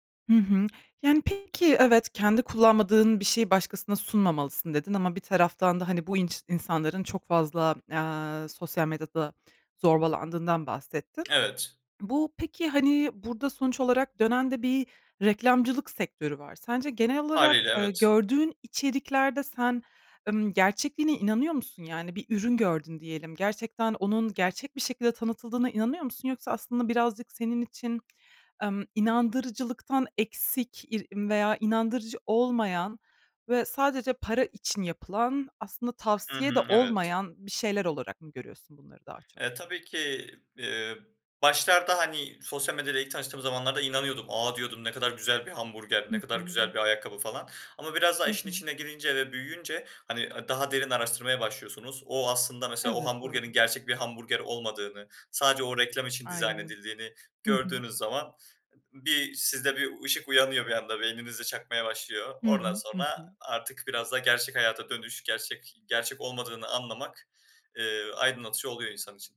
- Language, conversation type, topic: Turkish, podcast, İnternette hızlı ünlü olmanın artıları ve eksileri neler?
- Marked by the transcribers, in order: none